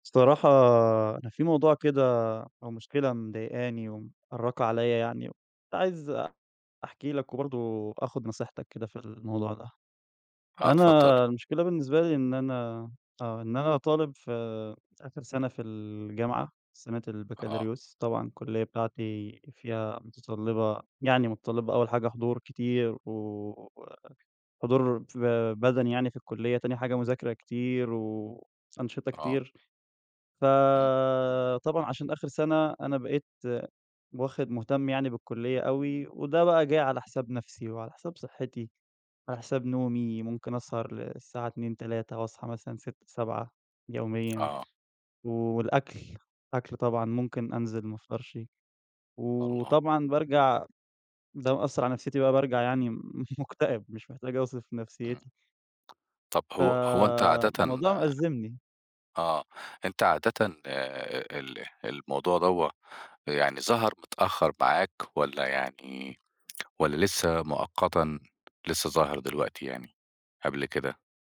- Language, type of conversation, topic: Arabic, advice, إزاي أبطل أأجل الاهتمام بنفسي وبصحتي رغم إني ناوي أعمل كده؟
- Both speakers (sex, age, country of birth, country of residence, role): male, 20-24, Egypt, Egypt, user; male, 45-49, Egypt, Portugal, advisor
- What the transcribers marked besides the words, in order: tapping